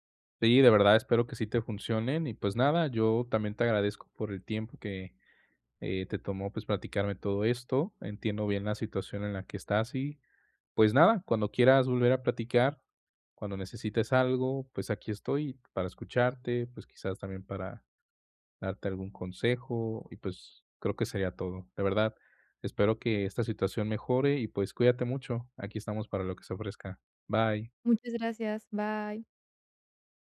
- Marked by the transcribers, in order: none
- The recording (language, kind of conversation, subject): Spanish, advice, ¿Cómo puedo dejar de repetir patrones de comportamiento dañinos en mi vida?